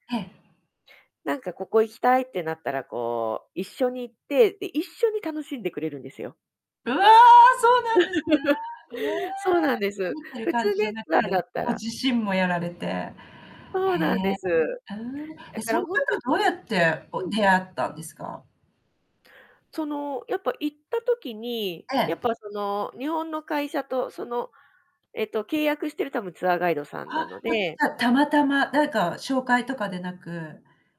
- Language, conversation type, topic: Japanese, podcast, 帰国してからも連絡を取り続けている外国の友達はいますか？
- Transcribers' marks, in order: static; distorted speech; laugh